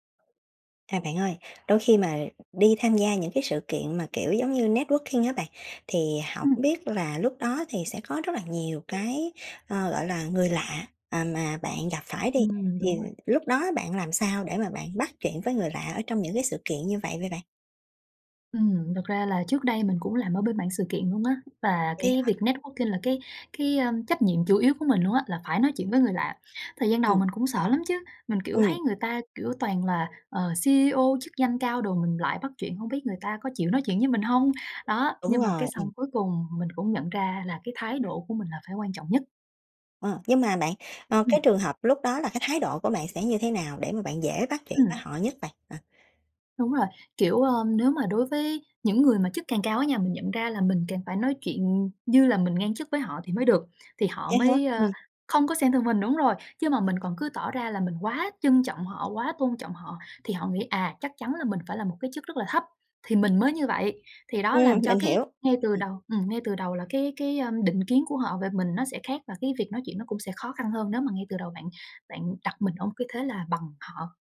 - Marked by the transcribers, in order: in English: "networking"; tapping; in English: "networking"; in English: "C-E-O"; other background noise
- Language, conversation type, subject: Vietnamese, podcast, Bạn bắt chuyện với người lạ ở sự kiện kết nối như thế nào?